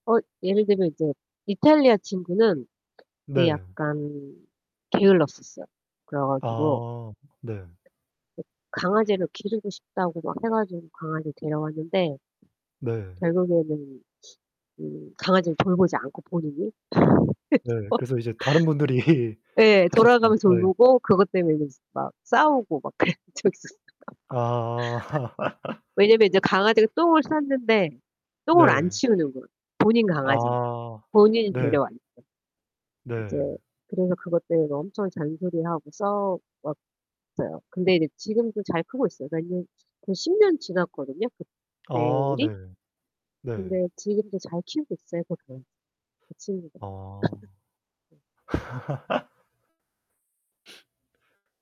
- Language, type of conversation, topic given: Korean, unstructured, 추억 속에서 다시 만나고 싶은 사람이 있나요?
- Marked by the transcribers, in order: tapping; other background noise; laugh; laughing while speaking: "그래서"; laughing while speaking: "분들이"; laughing while speaking: "그랬던 적이 있었어요"; laugh; laugh; distorted speech; laugh; sniff